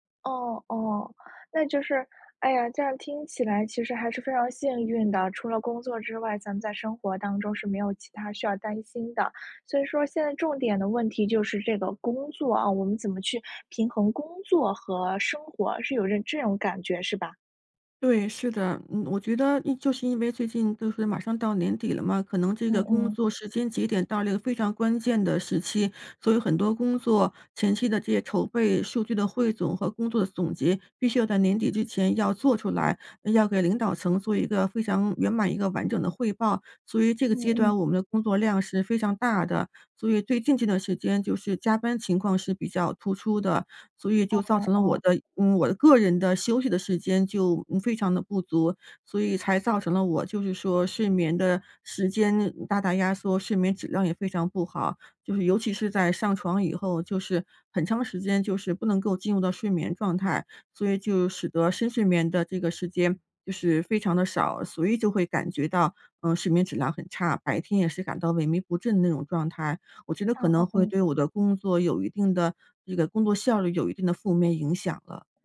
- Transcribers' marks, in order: none
- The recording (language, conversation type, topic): Chinese, advice, 为什么我睡醒后仍然感到疲惫、没有精神？